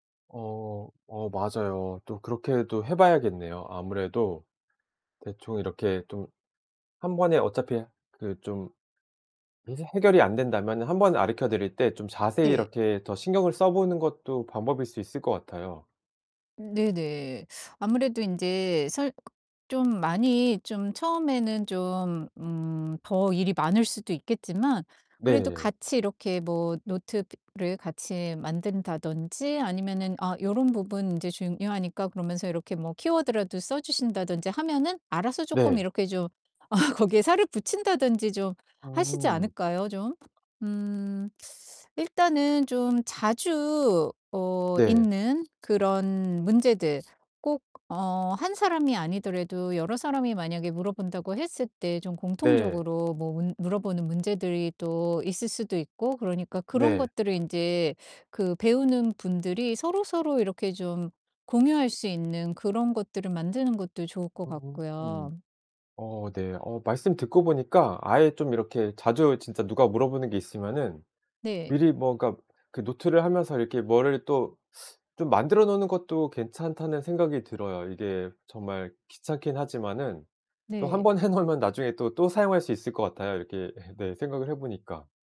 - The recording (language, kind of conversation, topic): Korean, advice, 거절을 잘 못해서 약속과 업무를 과도하게 수락하게 될 때, 어떻게 하면 적절히 거절하고 조절할 수 있을까요?
- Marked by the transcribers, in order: other background noise; distorted speech; laughing while speaking: "어"; unintelligible speech